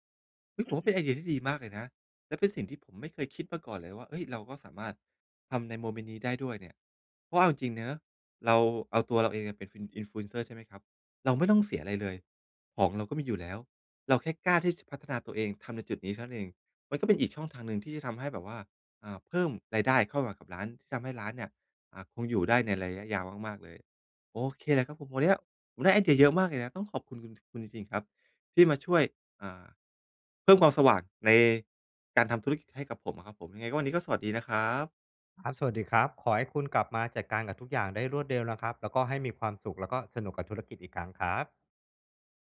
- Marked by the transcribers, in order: throat clearing
- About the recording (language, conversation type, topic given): Thai, advice, จะจัดการกระแสเงินสดของธุรกิจให้มั่นคงได้อย่างไร?